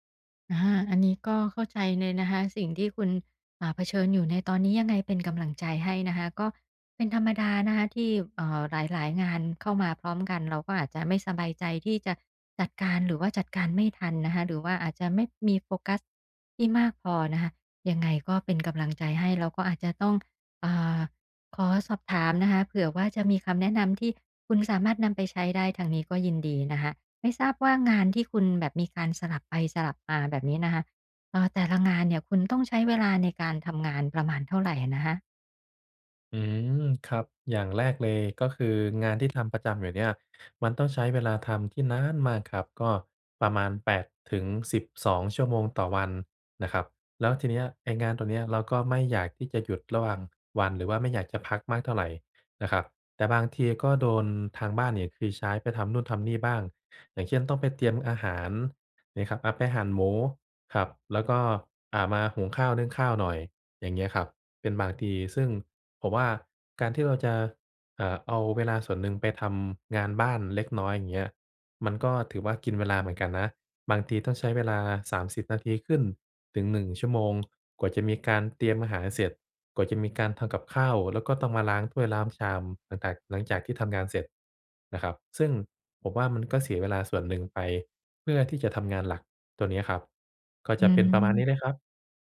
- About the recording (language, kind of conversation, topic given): Thai, advice, ฉันจะจัดกลุ่มงานอย่างไรเพื่อลดความเหนื่อยจากการสลับงานบ่อย ๆ?
- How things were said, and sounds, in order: "ล้าง" said as "ล้าม"